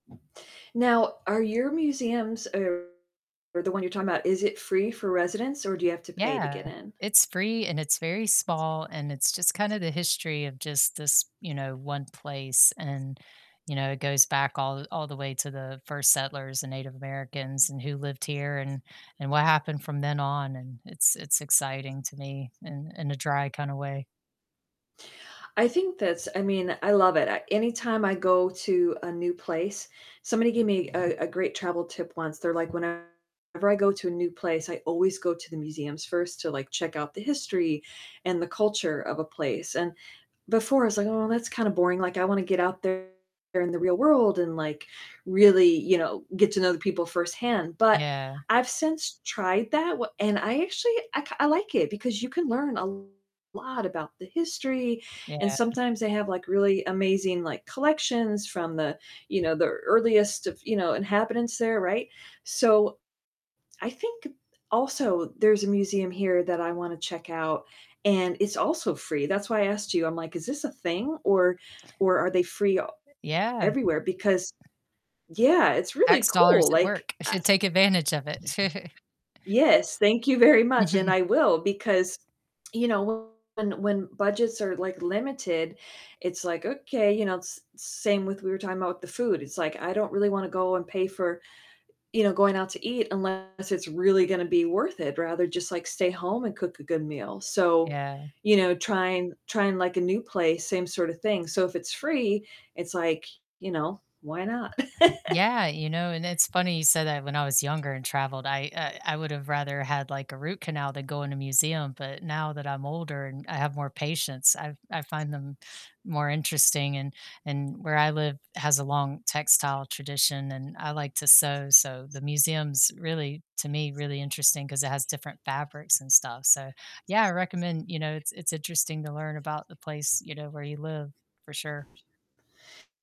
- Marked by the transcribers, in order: other background noise; tapping; distorted speech; static; background speech; other noise; laughing while speaking: "very"; chuckle; chuckle
- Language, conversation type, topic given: English, unstructured, Which local places do you love sharing with friends to feel closer and make lasting memories?
- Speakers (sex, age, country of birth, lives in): female, 45-49, United States, United States; female, 50-54, United States, United States